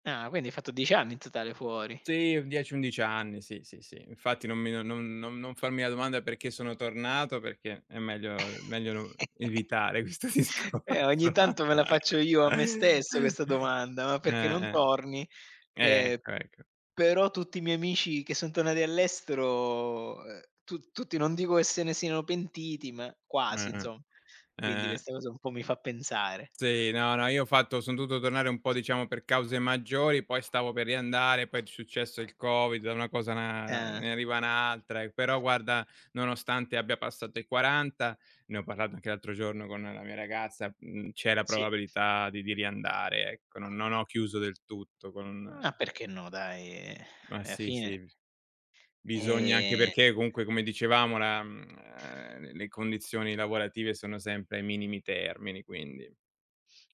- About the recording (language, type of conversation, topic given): Italian, unstructured, Come pensi che i social media influenzino la politica?
- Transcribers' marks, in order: laugh; laughing while speaking: "evitare questo discorso"; chuckle; other background noise; drawn out: "eh"; drawn out: "Ehm"; tapping; drawn out: "ehm"